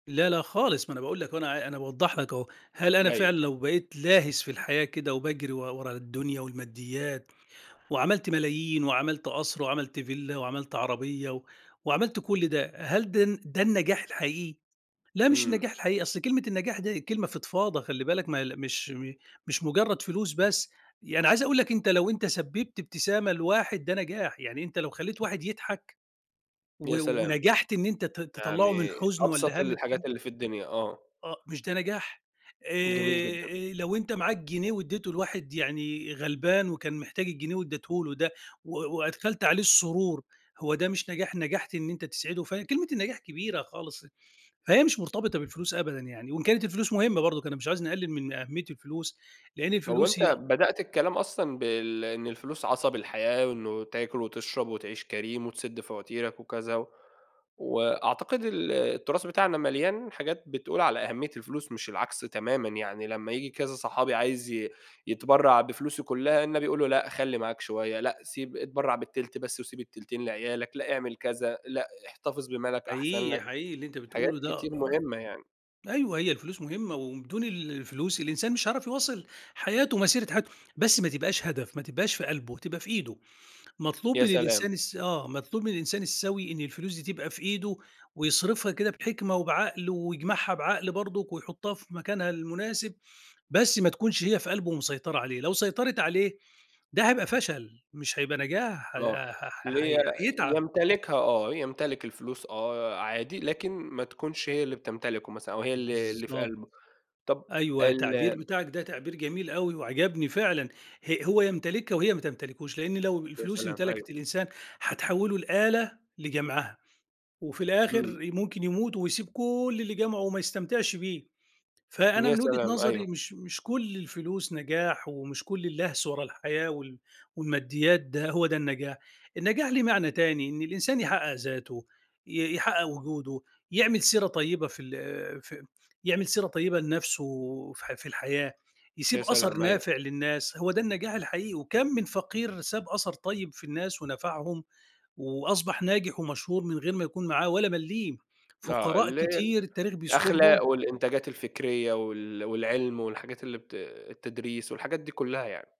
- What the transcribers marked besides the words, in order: none
- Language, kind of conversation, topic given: Arabic, podcast, هل الفلوس بتعني النجاح؟